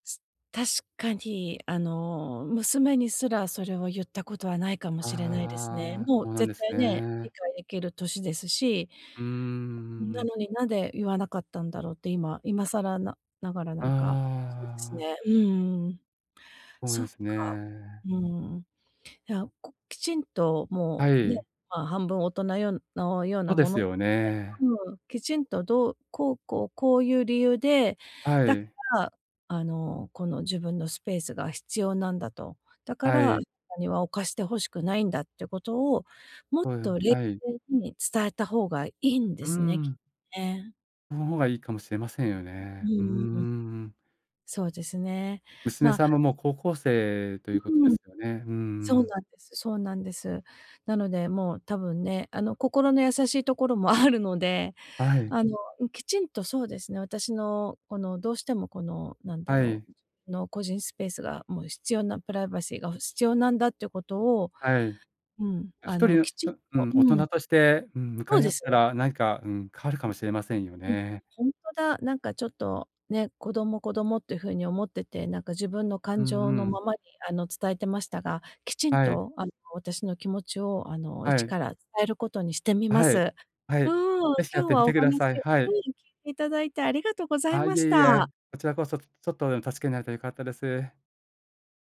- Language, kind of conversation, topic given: Japanese, advice, 家族に自分の希望や限界を無理なく伝え、理解してもらうにはどうすればいいですか？
- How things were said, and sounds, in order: other background noise